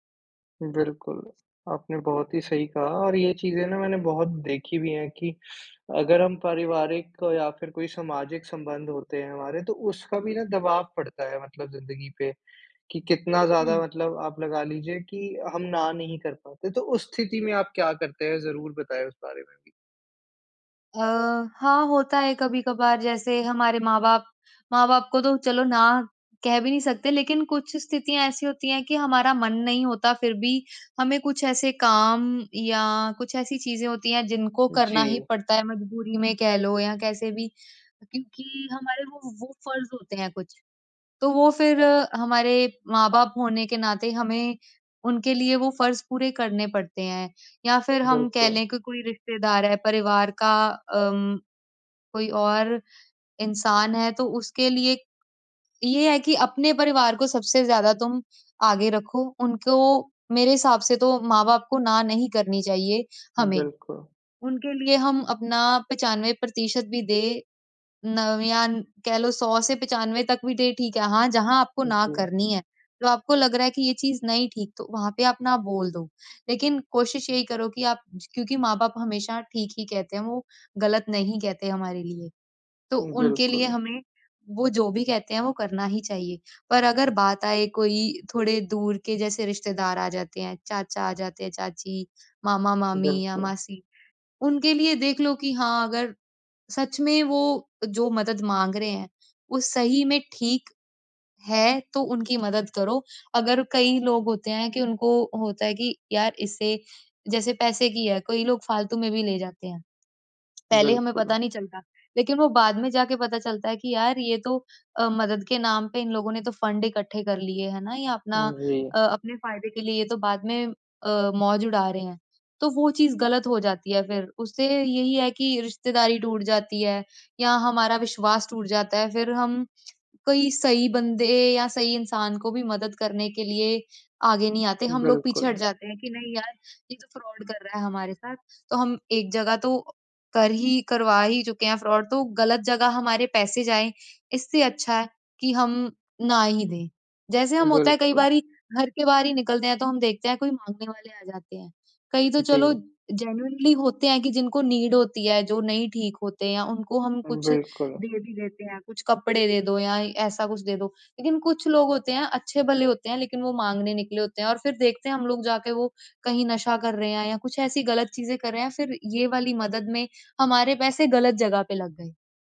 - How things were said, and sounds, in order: in English: "फ़ंड"; in English: "फ्रॉड"; in English: "फ्रॉड"; in English: "जेनुइनली"; in English: "नीड"; other background noise
- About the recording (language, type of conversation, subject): Hindi, podcast, जब आपसे बार-बार मदद मांगी जाए, तो आप सीमाएँ कैसे तय करते हैं?